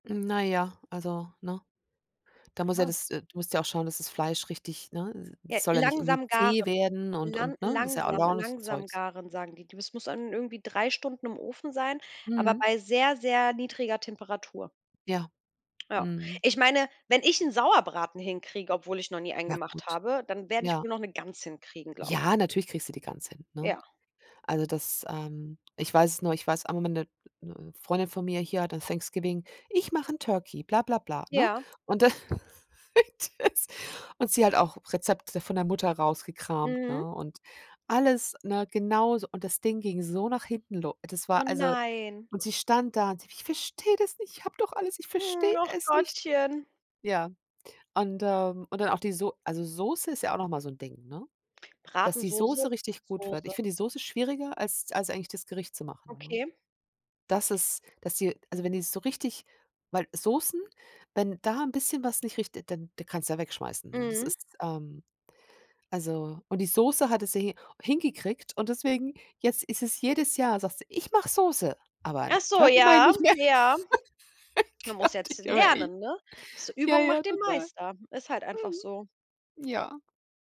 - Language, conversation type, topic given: German, unstructured, Welches Essen erinnert dich am meisten an Zuhause?
- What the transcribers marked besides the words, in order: unintelligible speech; put-on voice: "Ich mache 'n Turkey"; in English: "Turkey"; laugh; other background noise; put-on voice: "Ich verstehe das nicht. Ich habe doch alles Ich verstehe es nicht"; unintelligible speech; put-on voice: "Ich mache Soße, aber 'n Turkey mache ich nicht mehr"; in English: "Turkey"; laugh; laughing while speaking: "Gott"